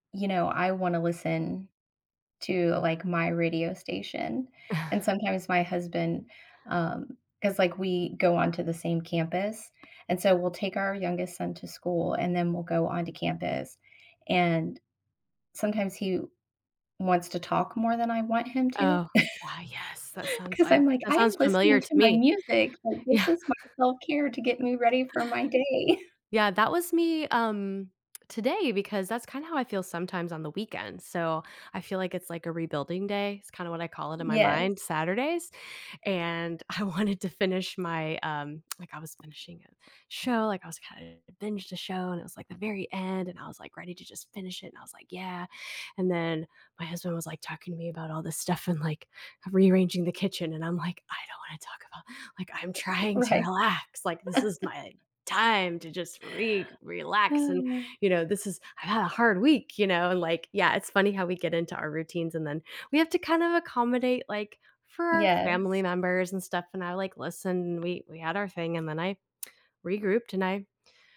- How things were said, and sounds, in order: chuckle; other background noise; chuckle; laughing while speaking: "Yeah"; chuckle; chuckle; tapping; laughing while speaking: "I wanted"; lip smack; laughing while speaking: "Right"; chuckle; breath; tsk
- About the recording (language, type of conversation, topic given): English, unstructured, How do you make time for self-care in your daily routine?